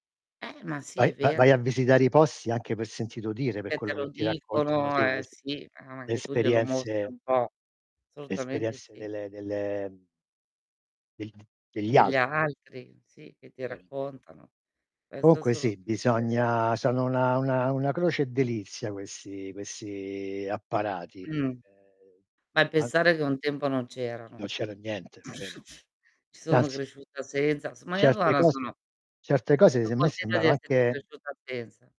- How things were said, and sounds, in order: tapping; "Assolutamente" said as "solutamente"; distorted speech; other background noise; drawn out: "Ehm"; chuckle; unintelligible speech
- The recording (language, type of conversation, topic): Italian, unstructured, In che modo il tempo trascorso offline può migliorare le nostre relazioni?